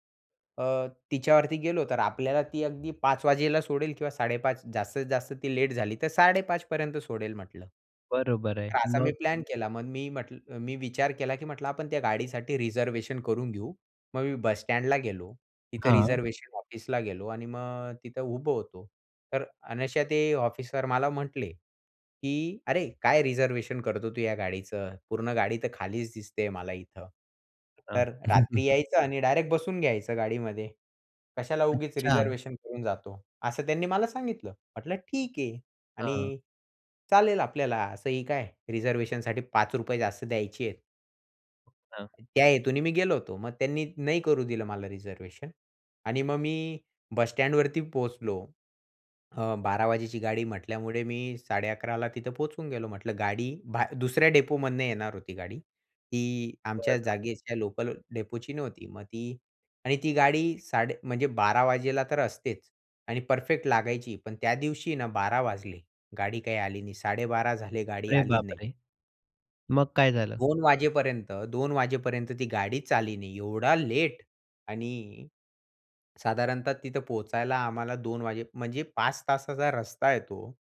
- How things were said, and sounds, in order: tapping; other background noise; chuckle; surprised: "अरे बाप रे!"; stressed: "एवढा लेट"
- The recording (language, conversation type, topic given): Marathi, podcast, तुम्ही कधी फ्लाइट किंवा ट्रेन चुकवली आहे का, आणि तो अनुभव सांगू शकाल का?